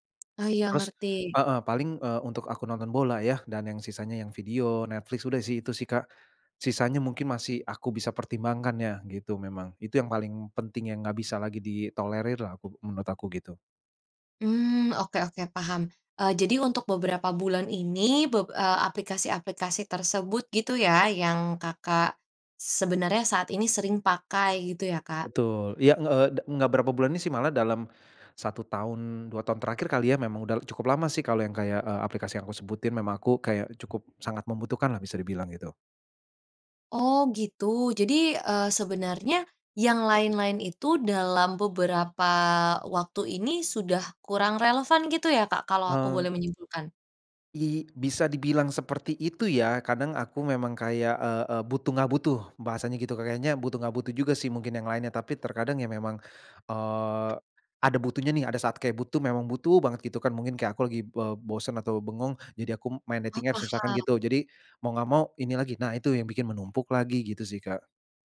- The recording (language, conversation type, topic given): Indonesian, advice, Bagaimana cara menentukan apakah saya perlu menghentikan langganan berulang yang menumpuk tanpa disadari?
- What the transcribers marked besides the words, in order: other background noise; tapping; in English: "dating apps"